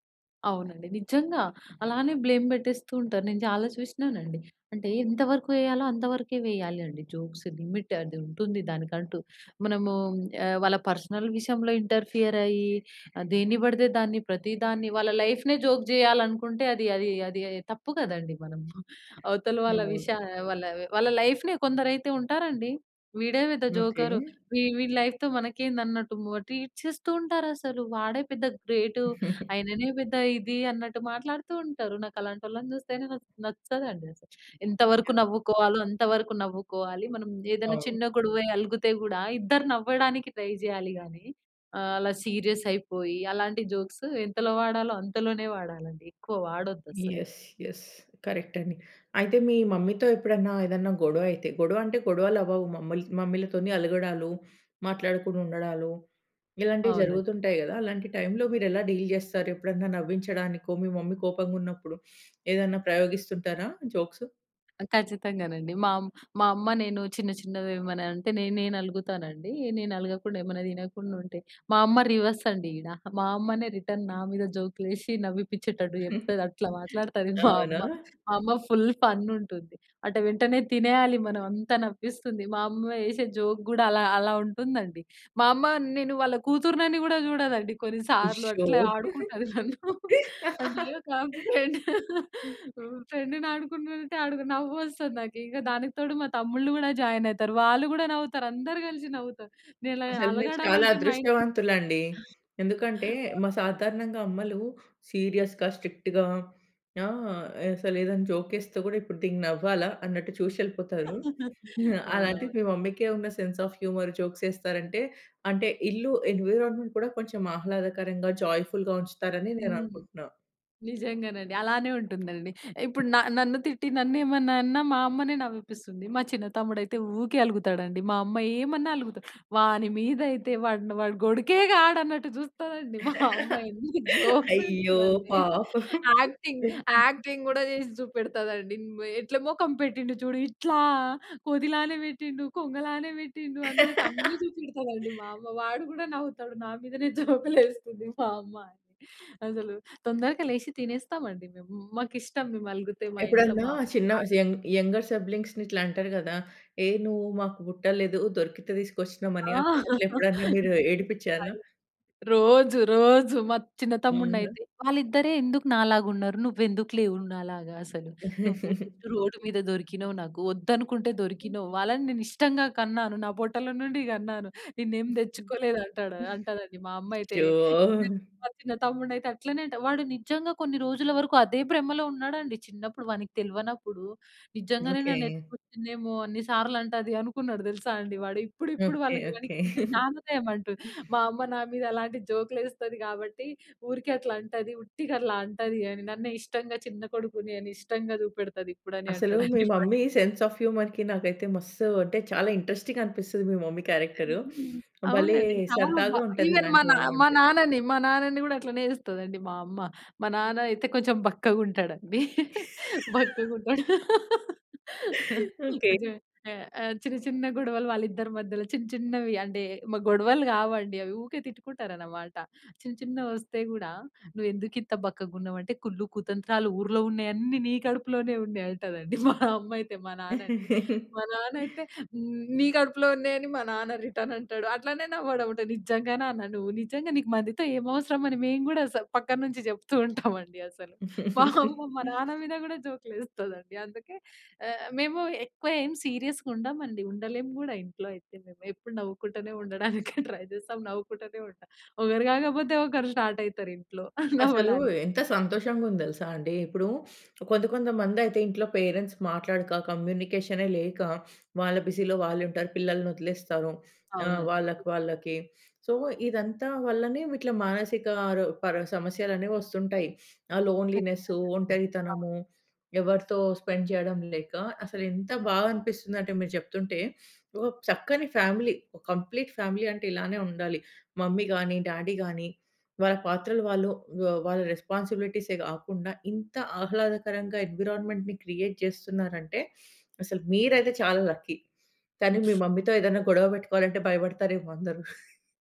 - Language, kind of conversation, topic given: Telugu, podcast, గొడవలో హాస్యాన్ని ఉపయోగించడం ఎంతవరకు సహాయపడుతుంది?
- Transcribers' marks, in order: in English: "బ్లేమ్"; in English: "జోక్స్ లిమిట్"; in English: "పర్సనల్"; in English: "ఇంటర్ఫియర్"; in English: "లైఫ్‌నే జోక్"; chuckle; in English: "లైఫ్‌నే"; in English: "లైఫ్‌తో"; in English: "ట్రీట్"; chuckle; in English: "ట్రై"; in English: "సీరియస్"; in English: "జోక్స్"; in English: "యస్. యస్. కరెక్ట్"; in English: "మమ్మీతో"; in English: "డీల్"; in English: "మమ్మీ"; sniff; in English: "జోక్స్?"; in English: "రివర్స్"; in English: "రిటర్న్"; chuckle; in English: "ఫుల్ ఫన్"; in English: "జోక్"; laughing while speaking: "నన్ను. అంటే ఒక ఫ్రెండ్, ఫ్రెండ్‌ని ఆడుకుంటుంటే నవ్వొస్తుంది"; laugh; in English: "ఫ్రెండ్, ఫ్రెండ్‌ని"; in English: "జాయిన్"; other noise; in English: "సీరియస్‌గా, స్ట్రిక్ట్‌గా"; in English: "జోక్"; chuckle; in English: "మమ్మీ‌కి"; in English: "సెన్స్ ఆఫ్ హ్యూమర్ జోక్స్"; in English: "ఎన్విరాన్మెంట్"; in English: "జాయ్ఫుల్‌గా"; laughing while speaking: "అయ్యో! పాపం"; in English: "జోక్స్"; in English: "యాక్టింగ్, యాక్టింగ్"; laugh; in English: "యంగ్ యంగర్ సిబ్లింగ్స్‌ని"; chuckle; unintelligible speech; chuckle; other background noise; giggle; chuckle; laughing while speaking: "అంటాడండి"; in English: "మమ్మీ సెన్స్ ఆఫ్ హ్యూమర్‌కి"; in English: "ఇంట్రెస్టింగ్"; in English: "మమ్మీ"; in English: "ఇవెన్"; laughing while speaking: "బక్కగా ఉంటాడు"; laugh; unintelligible speech; chuckle; chuckle; in English: "రిటర్న్"; chuckle; in English: "సీరియస్‌గా"; laughing while speaking: "ఉండడానికి ట్రై"; in English: "ట్రై"; in English: "స్టార్ట్"; giggle; in English: "పేరెంట్స్"; in English: "బిజీలో"; in English: "సో"; in English: "స్పెండ్"; in English: "ఫ్యామిలీ"; in English: "కంప్లీట్ ఫ్యామిలీ"; in English: "మమ్మీ"; in English: "డాడీ"; in English: "ఎన్విరాన్మెంట్‌ని క్రియేట్"; in English: "లక్కీ"; giggle